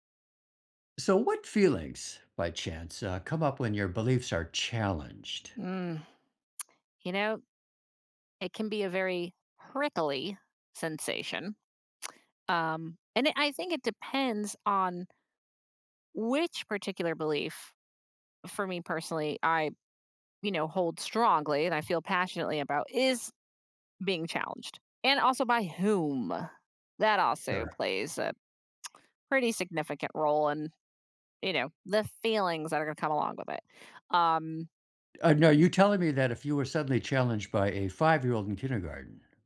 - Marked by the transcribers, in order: tsk; stressed: "whom"; tsk
- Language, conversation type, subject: English, unstructured, How can I cope when my beliefs are challenged?